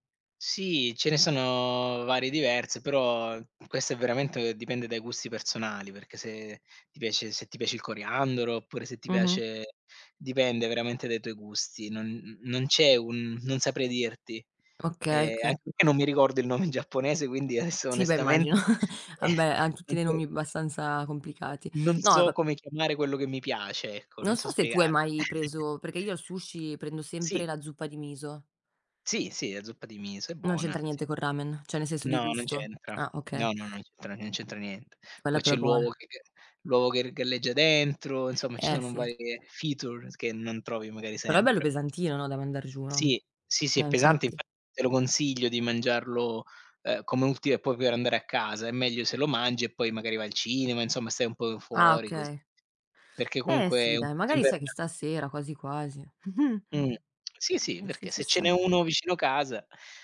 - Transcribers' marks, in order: tapping; laughing while speaking: "in giapponese"; laughing while speaking: "adesso"; giggle; unintelligible speech; other background noise; chuckle; "cioè" said as "ceh"; in English: "feature"; giggle
- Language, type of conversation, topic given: Italian, unstructured, Qual è il tuo piatto preferito e perché?